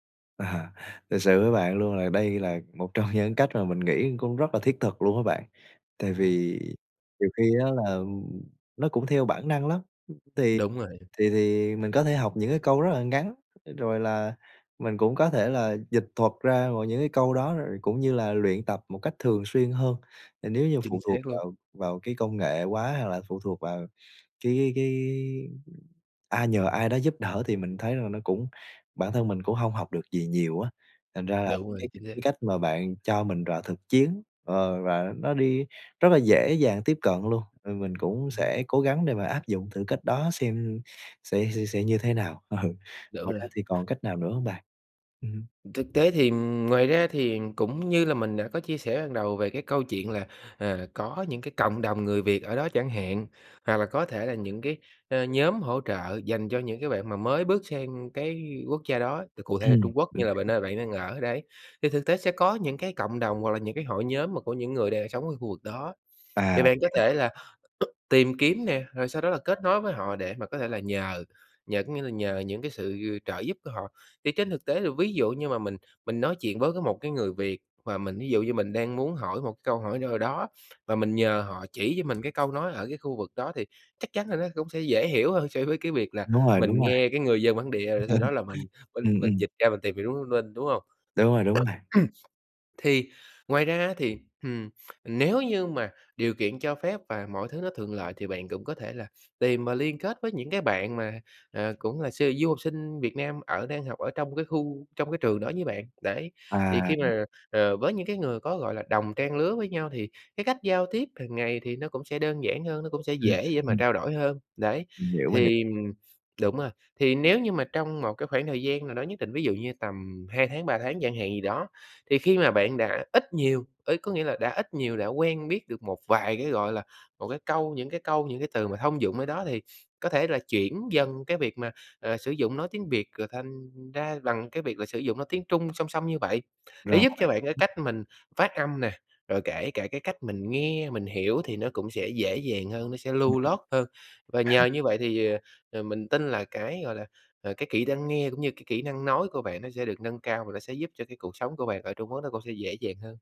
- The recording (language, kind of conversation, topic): Vietnamese, advice, Bạn làm thế nào để bớt choáng ngợp vì chưa thành thạo ngôn ngữ ở nơi mới?
- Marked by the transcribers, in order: laughing while speaking: "trong"; tapping; laughing while speaking: "Ừ"; other background noise; other noise; laughing while speaking: "so với"; laugh; cough; throat clearing